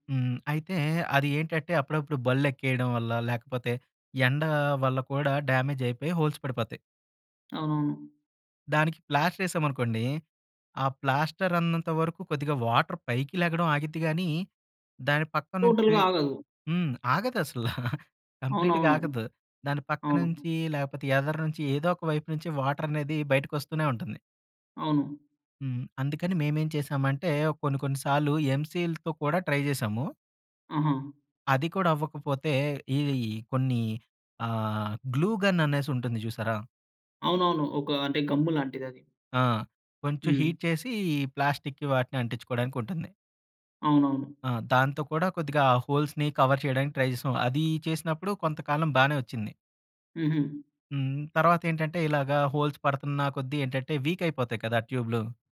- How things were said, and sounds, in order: in English: "డ్యామేజ్"; in English: "హోల్స్"; tapping; in English: "ప్లాస్టర్"; in English: "ప్లాస్టర్"; "ఉన్నంత" said as "అన్నంత"; in English: "వాటర్"; in English: "టోటల్‌గా"; chuckle; in English: "కంప్లీట్‌గా"; in English: "వాటర్"; in English: "ట్రై"; in English: "గ్లూ గన్"; in English: "హీట్"; in English: "ప్లాస్టిక్‌కి"; in English: "హోల్స్‌ని కవర్"; in English: "ట్రై"; in English: "హోల్స్"; in English: "వీక్"; in English: "ట్యూబ్‌లు"
- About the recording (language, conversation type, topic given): Telugu, podcast, ఇంట్లో నీటిని ఆదా చేసి వాడడానికి ఏ చిట్కాలు పాటించాలి?